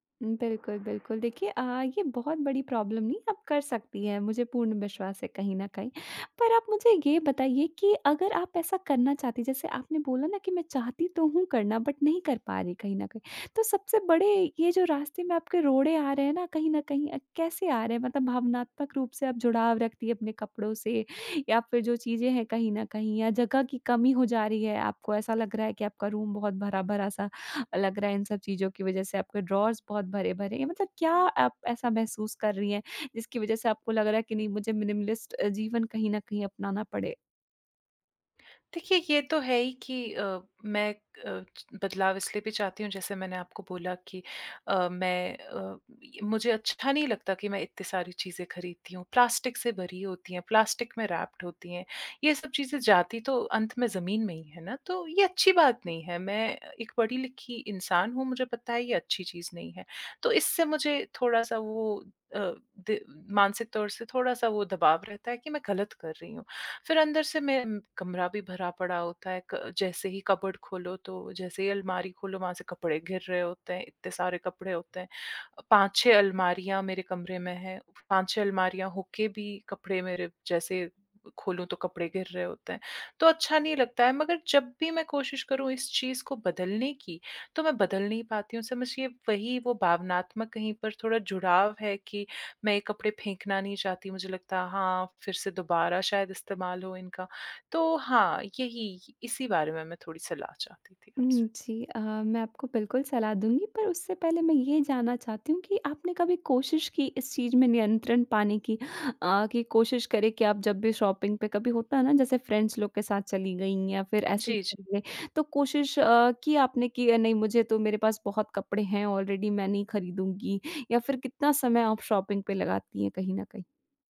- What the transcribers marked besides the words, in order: in English: "प्रॉब्लम"; in English: "बट"; in English: "ड्रॉर्स"; in English: "मिनिमलिस्ट"; in English: "रैप्ड"; in English: "कबर्ड"; in English: "शॉपिंग"; in English: "फ्रेंड्स"; in English: "ऑलरेडी"; in English: "शॉपिंग"
- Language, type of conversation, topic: Hindi, advice, मिनिमलिस्ट जीवन अपनाने की इच्छा होने पर भी आप शुरुआत क्यों नहीं कर पा रहे हैं?